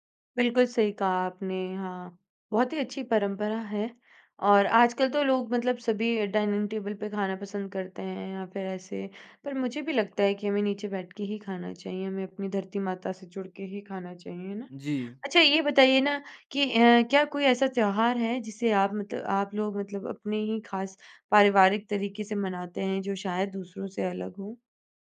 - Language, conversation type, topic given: Hindi, podcast, घर की छोटी-छोटी परंपराएँ कौन सी हैं आपके यहाँ?
- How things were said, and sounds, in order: none